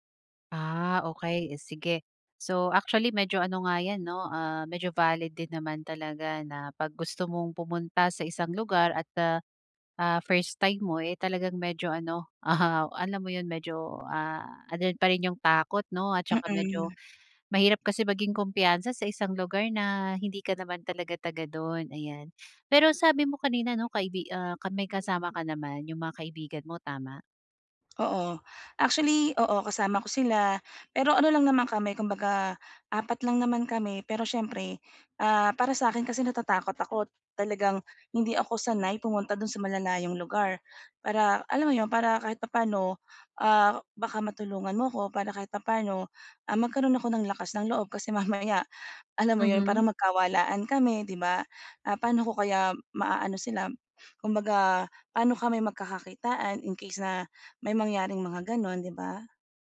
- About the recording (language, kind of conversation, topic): Filipino, advice, Paano ako makakapag-explore ng bagong lugar nang may kumpiyansa?
- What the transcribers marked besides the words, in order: laughing while speaking: "ah"